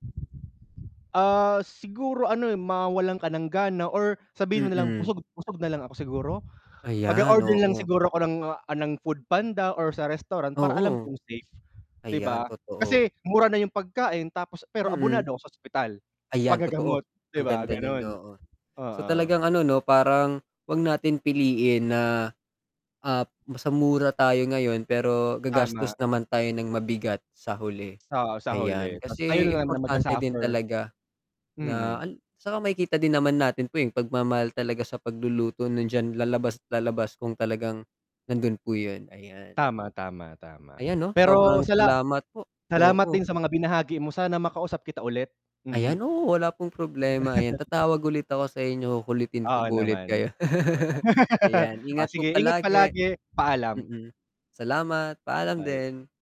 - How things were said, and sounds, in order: wind; static; chuckle; distorted speech; laugh; chuckle
- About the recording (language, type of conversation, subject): Filipino, unstructured, Ano ang masasabi mo tungkol sa mga pagkaing hindi mukhang malinis?